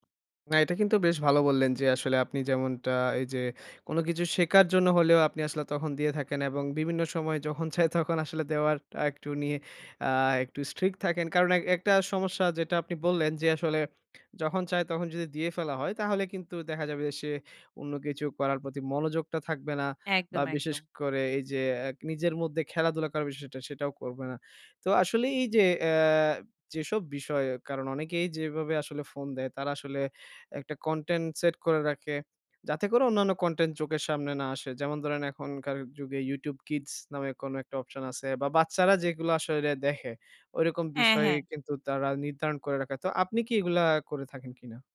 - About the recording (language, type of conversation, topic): Bengali, podcast, বাচ্চাদের স্ক্রিন ব্যবহারের বিষয়ে আপনি কী কী নীতি অনুসরণ করেন?
- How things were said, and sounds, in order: laughing while speaking: "যখন চায়"; in English: "strict"